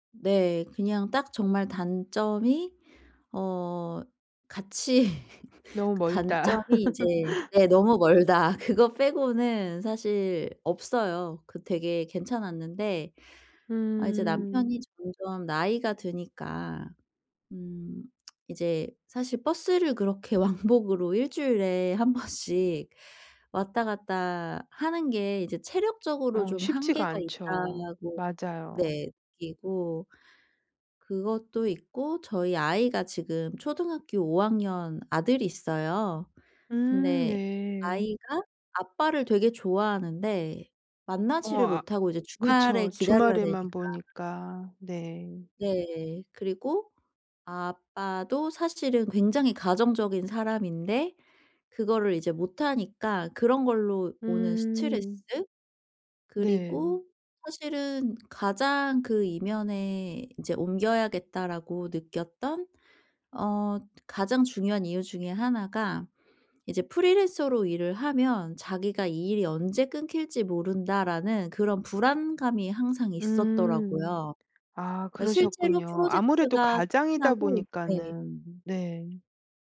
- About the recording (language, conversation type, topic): Korean, advice, 파트너의 불안과 걱정을 어떻게 하면 편안하게 덜어 줄 수 있을까요?
- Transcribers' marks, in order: laughing while speaking: "같이"; tapping; laugh; laughing while speaking: "왕복으로"; laughing while speaking: "한 번씩"; other background noise